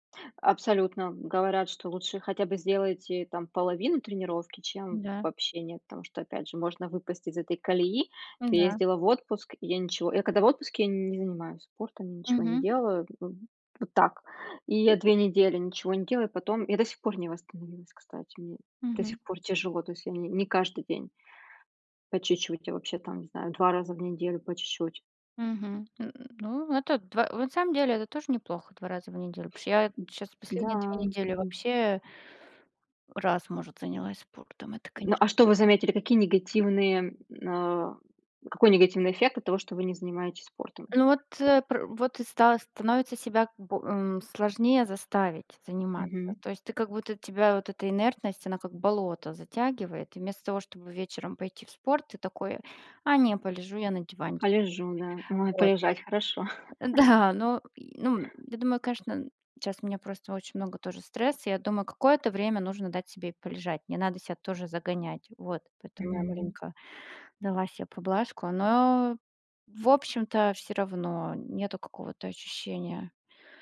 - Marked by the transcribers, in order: tapping; inhale; laughing while speaking: "Да"; chuckle
- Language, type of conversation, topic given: Russian, unstructured, Как спорт влияет на твоё настроение каждый день?